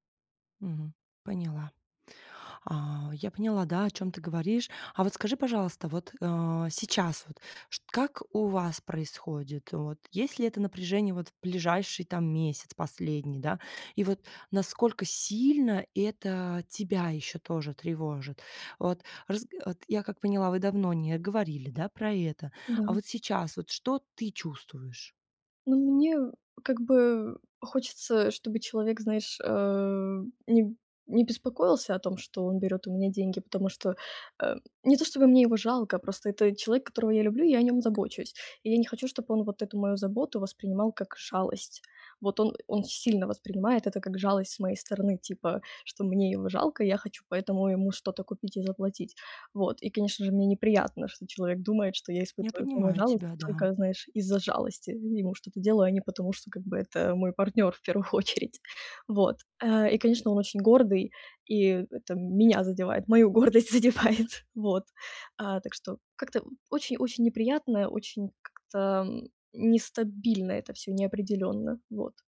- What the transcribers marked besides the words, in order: tapping; other background noise; laughing while speaking: "в первую"; laughing while speaking: "гордость задевает"
- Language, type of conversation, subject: Russian, advice, Как я могу поддержать партнёра в период финансовых трудностей и неопределённости?